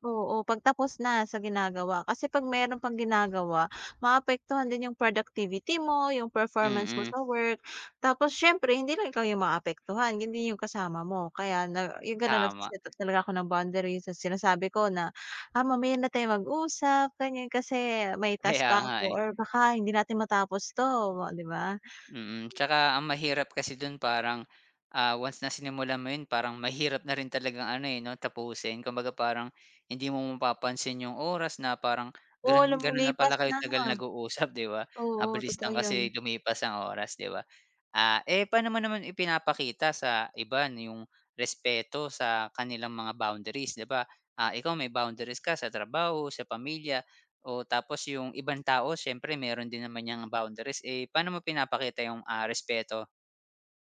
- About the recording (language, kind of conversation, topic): Filipino, podcast, Paano ka nagtatakda ng hangganan sa pagitan ng trabaho at personal na buhay?
- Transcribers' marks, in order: lip smack; laughing while speaking: "Kaya nga eh"